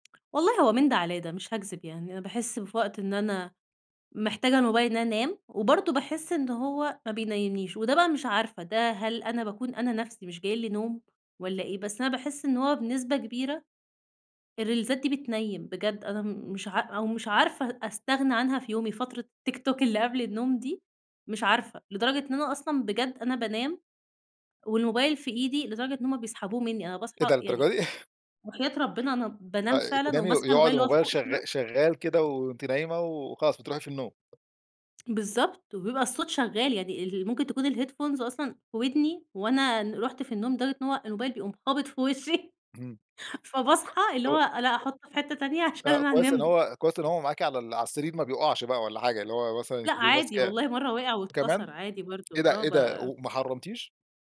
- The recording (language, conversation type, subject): Arabic, podcast, شو تأثير الشاشات قبل النوم وإزاي نقلّل استخدامها؟
- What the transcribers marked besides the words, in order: in English: "الريلزات"; in English: "التيك توك"; chuckle; other background noise; tapping; in English: "الheadphones"; laughing while speaking: "في وشِّي، فباصحى اللي هو … عشان أنا هانام"; unintelligible speech